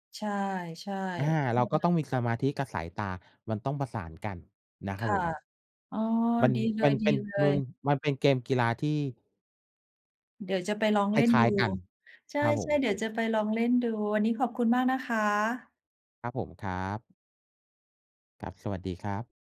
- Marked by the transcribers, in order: unintelligible speech
- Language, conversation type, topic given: Thai, unstructured, คุณเคยลองเล่นกีฬาที่ท้าทายมากกว่าที่เคยคิดไหม?